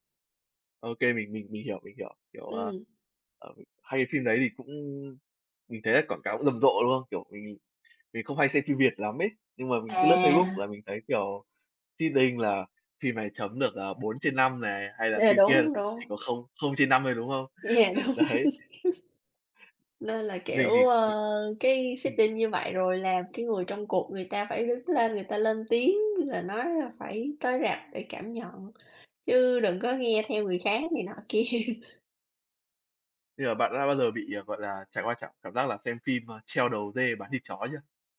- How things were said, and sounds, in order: in English: "seeding"; laughing while speaking: "Yeah, đúng"; laugh; laughing while speaking: "Đấy"; laugh; in English: "seeding"; laughing while speaking: "kia"
- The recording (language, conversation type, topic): Vietnamese, unstructured, Phim ảnh ngày nay có phải đang quá tập trung vào yếu tố thương mại hơn là giá trị nghệ thuật không?